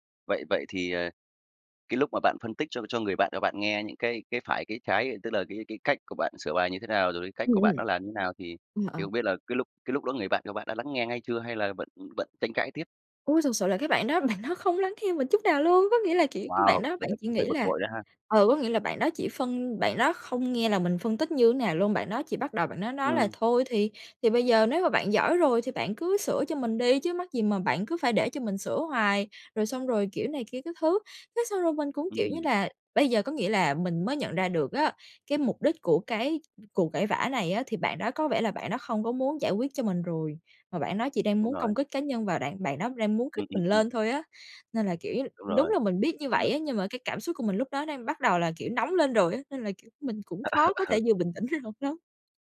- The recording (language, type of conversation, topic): Vietnamese, podcast, Làm sao bạn giữ bình tĩnh khi cãi nhau?
- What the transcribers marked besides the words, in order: laughing while speaking: "bạn đó"; tapping; laughing while speaking: "Ờ. Ờ"; laughing while speaking: "ngay"